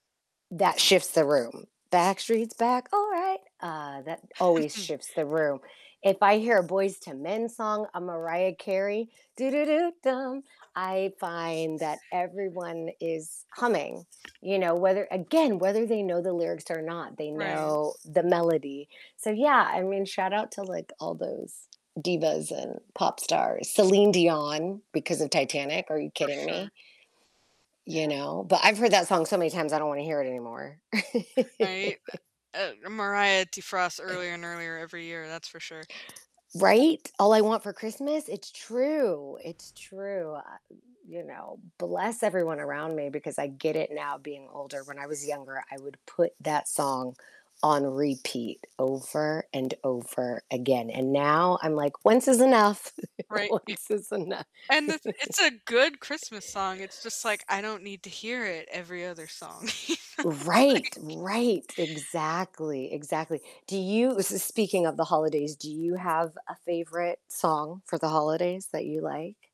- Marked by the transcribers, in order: static; other background noise; distorted speech; singing: "Backstreet's back, all right"; chuckle; singing: "do, do, do, dum"; tapping; laugh; chuckle; laugh; laughing while speaking: "once is enough"; laughing while speaking: "you know, like"
- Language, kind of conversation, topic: English, unstructured, How do you decide which songs are worth singing along to in a group and which are better kept quiet?